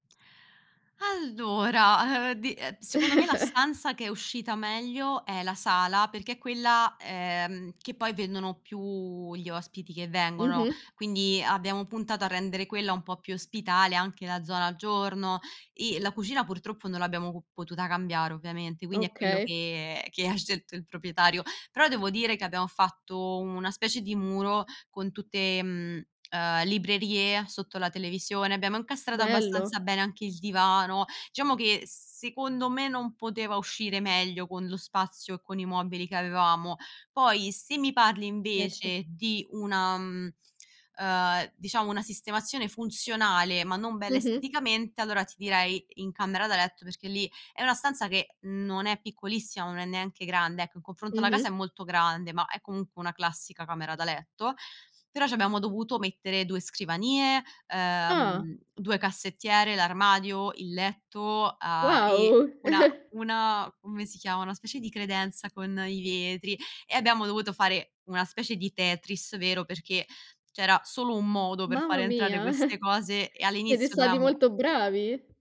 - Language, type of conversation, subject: Italian, podcast, Come sfrutti gli spazi piccoli per avere più ordine?
- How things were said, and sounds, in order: tapping; chuckle; drawn out: "più"; laughing while speaking: "che ha"; "Diciamo" said as "ciamo"; drawn out: "ehm"; chuckle; "Mamma" said as "mama"; chuckle; other background noise; "dovevamo" said as "doveamo"